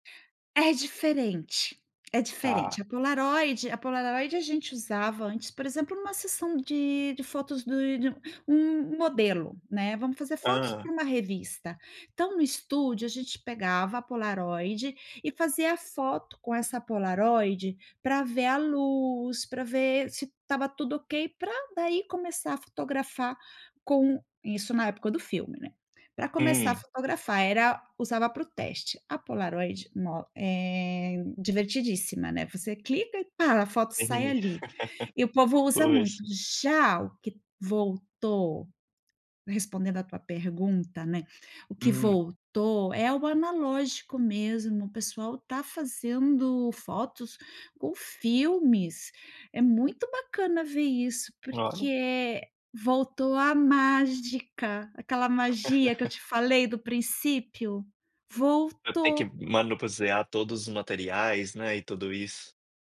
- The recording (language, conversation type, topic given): Portuguese, podcast, Como a fotografia mudou o jeito que você vê o mundo?
- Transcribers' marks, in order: unintelligible speech; laugh; laugh; "manusear" said as "manuposear"